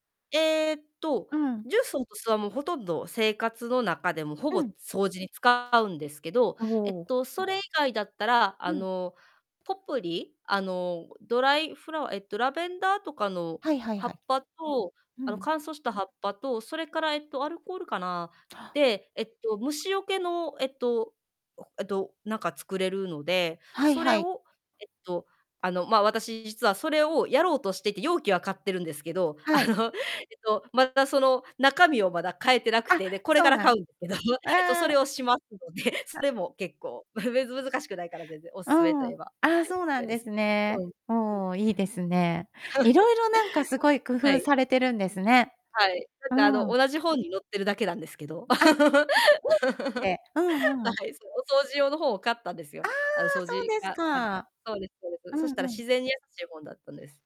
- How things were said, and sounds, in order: distorted speech; laughing while speaking: "あの"; laughing while speaking: "ですけど"; laugh; laugh
- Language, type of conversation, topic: Japanese, podcast, 普段の買い物で環境にやさしい選択は何ですか？